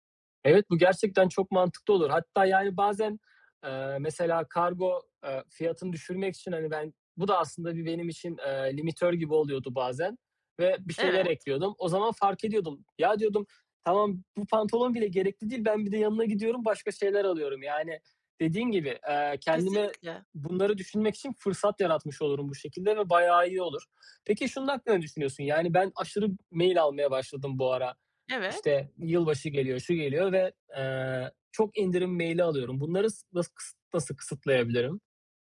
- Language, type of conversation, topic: Turkish, advice, İndirim dönemlerinde gereksiz alışveriş yapma kaygısıyla nasıl başa çıkabilirim?
- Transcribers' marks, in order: other background noise